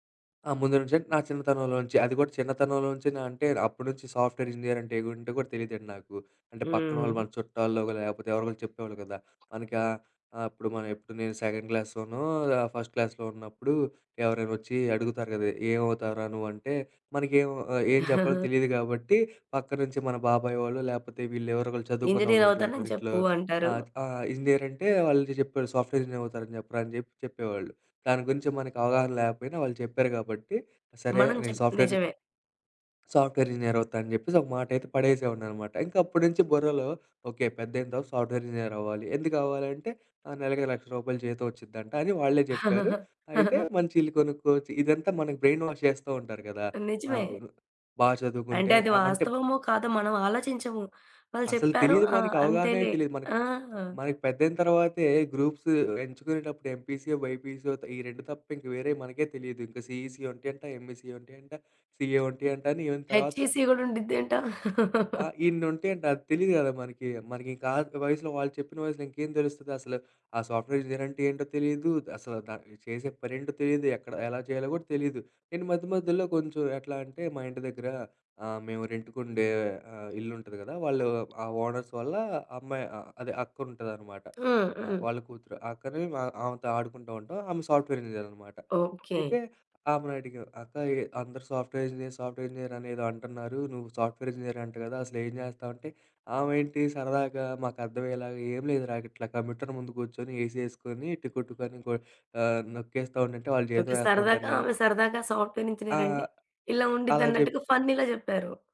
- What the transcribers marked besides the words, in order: tapping; in English: "సాఫ్ట్‌వేర్ ఇంజినీర్"; in English: "సెకండ్ క్లాస్‌లోనో"; in English: "ఫస్ట్ క్లాస్‌లో"; chuckle; in English: "ఇంజినీర్"; in English: "ఇంజినీర్"; in English: "సాఫ్ట్‌వేర్ ఇంజినీర్"; in English: "సాఫ్ట్‌వేర్ సాఫ్ట్‌వేర్ ఇంజినీర్"; in English: "సాఫ్ట్ వేర్ ఇంజినీర్"; chuckle; in English: "బ్రెయిన్ వాష్"; in English: "గ్రూప్స్"; in English: "సీఈసీ"; in English: "ఎంఈసీ"; in English: "సీఏ"; in English: "హెచ్ఈసి"; laugh; in English: "సాఫ్ట్‌వేర్ ఇంజినీర్"; in English: "రెంట్‌కుండే"; in English: "ఓనర్స్"; in English: "సాఫ్ట్‌వేర్"; in English: "సాఫ్ట్‌వేర్ ఇంజనీర్, సాఫ్ట్‌వేర్ ఇంజినీర్"; in English: "సాఫ్ట్‌వేర్ ఇంజనీర్"; in English: "కంప్యూటర్"; in English: "ఏసీ"; in English: "సాఫ్ట్‌వేర్ ఇంజినీర్"; in English: "ఫన్నీలా"
- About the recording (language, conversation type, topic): Telugu, podcast, కెరీర్‌లో మార్పు చేసినప్పుడు మీ కుటుంబం, స్నేహితులు ఎలా స్పందించారు?